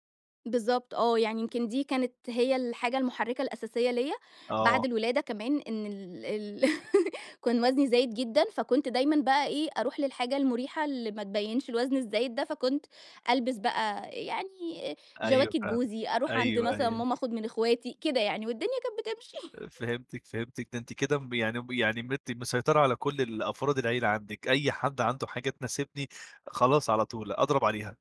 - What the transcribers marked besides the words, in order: chuckle; chuckle; tapping
- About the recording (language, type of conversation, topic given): Arabic, podcast, مين كان أول مصدر إلهام لستايلك؟